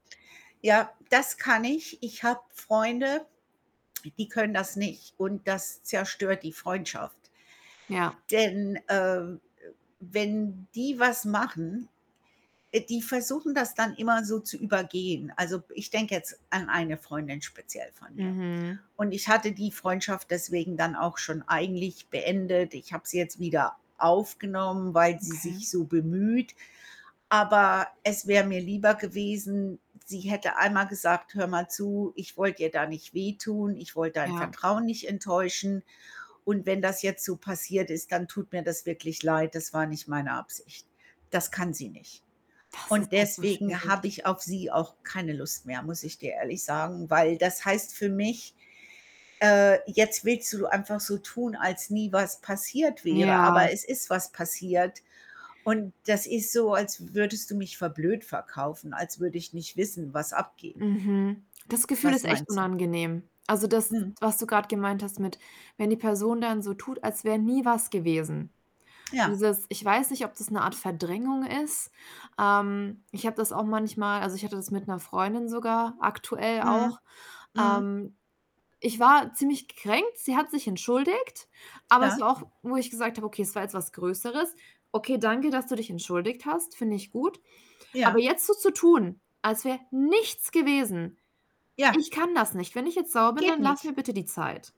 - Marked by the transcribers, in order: static; other background noise; distorted speech; stressed: "nichts"
- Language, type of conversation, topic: German, unstructured, Wie kannst du verhindern, dass ein Streit eskaliert?